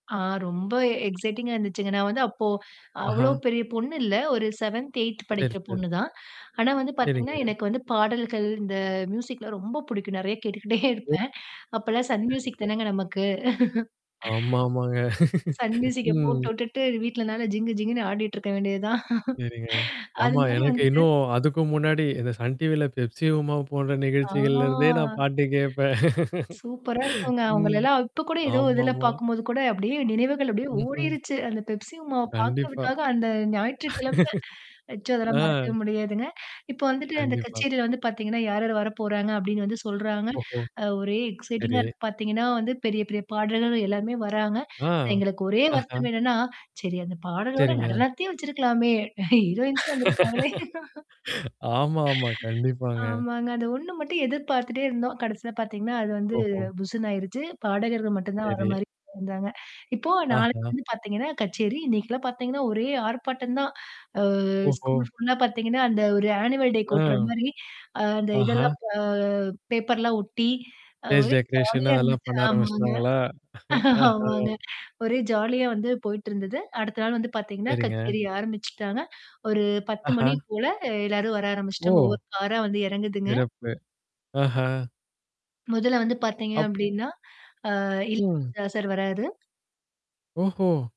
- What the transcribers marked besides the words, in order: in English: "எக்சைட்டிங்கா"; other background noise; in English: "செவன்த்து , எய்த்து"; in English: "ம்யூசிக்லாம்"; laughing while speaking: "கேட்டுகிட்டே இருப்பேன்"; laugh; laugh; drawn out: "ஆ"; other noise; laugh; laugh; in English: "எக்சைட்டிங்கா"; tapping; mechanical hum; laughing while speaking: "ஹீரோயின்ஸும் வந்துருப்பாங்களே!"; in English: "ஹீரோயின்ஸும்"; laugh; distorted speech; drawn out: "அ"; in English: "ஆனுவல் டேக்கு"; in English: "ஸ்டேஜ் டெக்கரேஷன்"; laugh; laughing while speaking: "ஆஹா"
- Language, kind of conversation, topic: Tamil, podcast, கச்சேரி தொடங்குவதற்கு முன் உங்கள் எதிர்பார்ப்புகள் எப்படியிருந்தன, கச்சேரி முடிவில் அவை எப்படியிருந்தன?